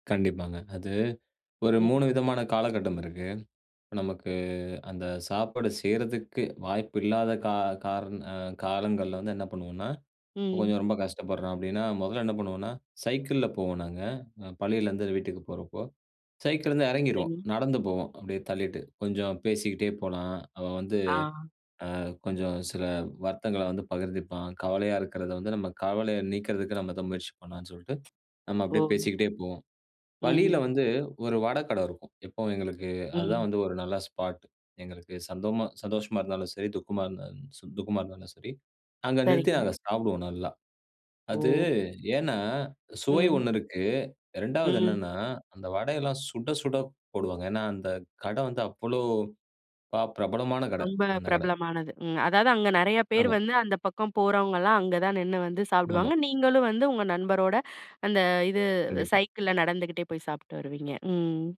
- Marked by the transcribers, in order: other noise; other background noise; in English: "ஸ்பாட்"
- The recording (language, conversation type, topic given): Tamil, podcast, நண்பருக்கு மனச்சோர்வு ஏற்பட்டால் நீங்கள் எந்த உணவைச் சமைத்து கொடுப்பீர்கள்?